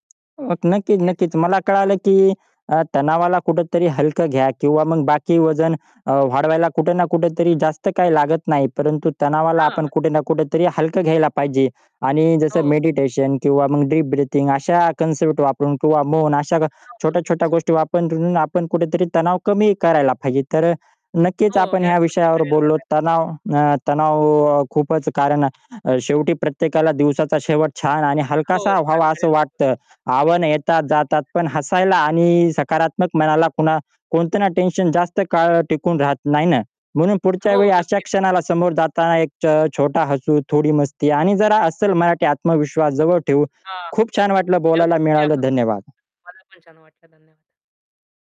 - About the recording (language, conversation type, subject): Marathi, podcast, तुम्हाला तणाव आला की तुम्ही काय करता?
- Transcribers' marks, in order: distorted speech; static; in English: "ब्रीथिंग"